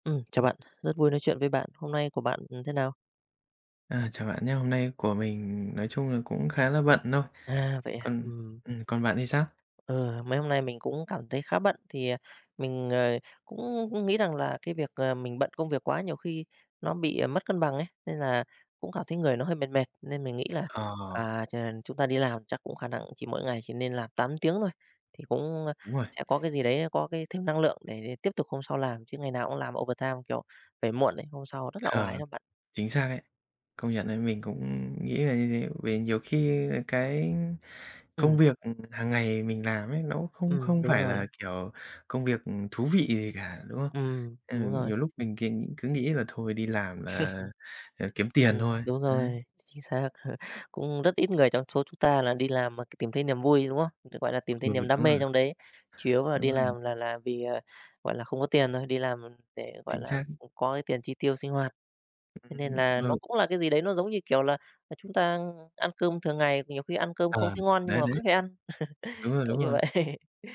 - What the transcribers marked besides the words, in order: in English: "overtime"; other background noise; chuckle; tapping; chuckle; unintelligible speech; chuckle; laughing while speaking: "vậy"; chuckle
- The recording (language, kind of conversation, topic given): Vietnamese, unstructured, Bạn làm gì để luôn giữ được nhiệt huyết trong công việc và cuộc sống?